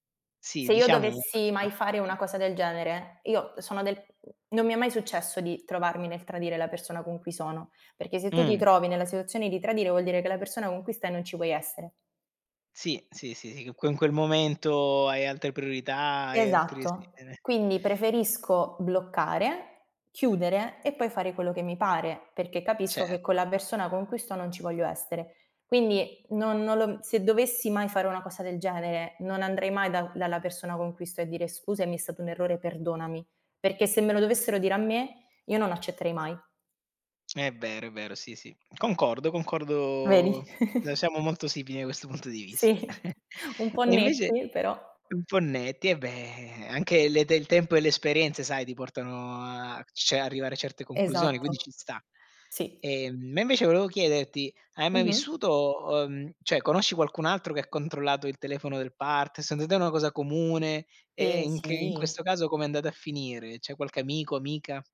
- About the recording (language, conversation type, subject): Italian, unstructured, È giusto controllare il telefono del partner per costruire fiducia?
- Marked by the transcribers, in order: unintelligible speech; other background noise; unintelligible speech; giggle; laughing while speaking: "Sì"; chuckle; "cioè" said as "ceh"